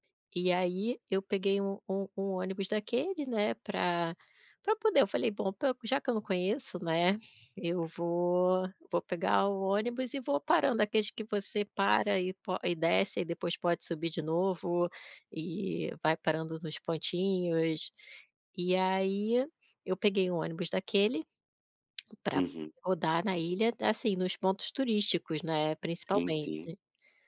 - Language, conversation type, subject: Portuguese, podcast, Você pode me contar sobre uma viagem que mudou a sua vida?
- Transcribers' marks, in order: tapping